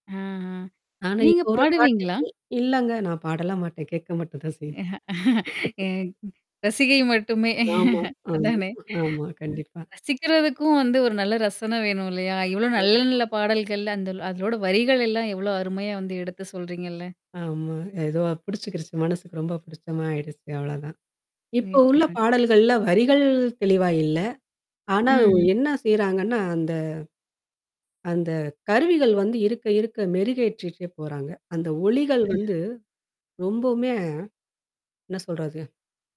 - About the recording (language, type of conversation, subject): Tamil, podcast, ஒரு பாடல் உங்கள் பழைய நினைவுகளை மீண்டும் எழுப்பும்போது, உங்களுக்கு என்ன உணர்வு ஏற்படுகிறது?
- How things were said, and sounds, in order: distorted speech; laughing while speaking: "எ ரசிகை மட்டுமே அதானே. ம்"; static; chuckle; mechanical hum; other background noise